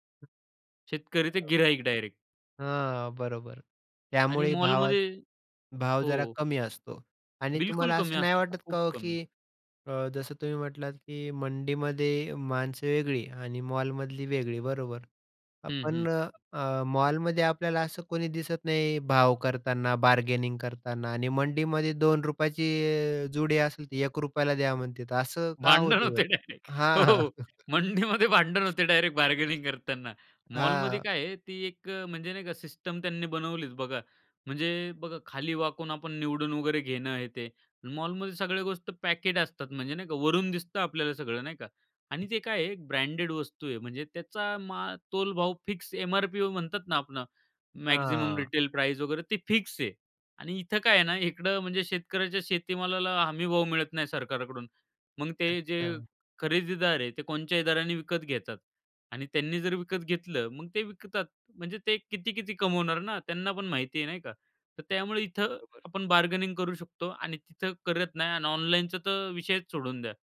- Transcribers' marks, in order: tapping; in English: "बार्गेनिंग"; laughing while speaking: "भांडण होते डायरेक्ट. हो, मंडीमध्ये भांडण होते डायरेक्ट बार्गेनिंग करतांना"; chuckle; other noise; in English: "बार्गेनिंग"; in English: "मॅक्सिमम रिटेल प्राइज"; in English: "बार्गेनिंग"
- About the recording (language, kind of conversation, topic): Marathi, podcast, स्थानिक बाजारातल्या अनुभवांबद्दल तुला काय आठवतं?